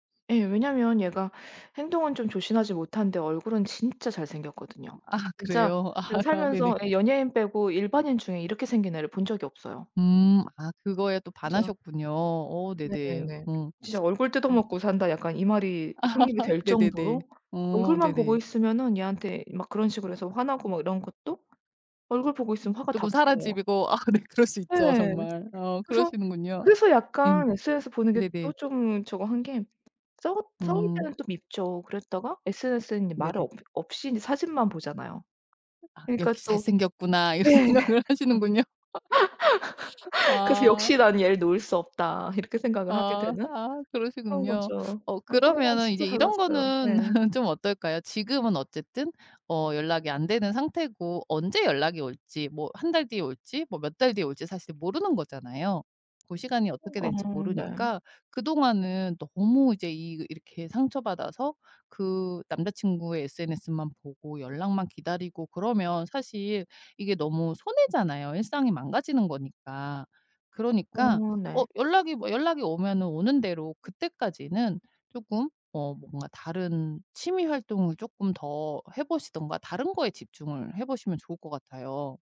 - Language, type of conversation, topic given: Korean, advice, SNS에서 전 연인의 새 연애를 보고 상처받았을 때 어떻게 해야 하나요?
- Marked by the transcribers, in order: laughing while speaking: "아"; laughing while speaking: "아"; laugh; tapping; other background noise; laugh; "사라지고" said as "사라지브고"; laughing while speaking: "아 네"; other noise; laugh; laughing while speaking: "이런 생각을 하시는군요"; laugh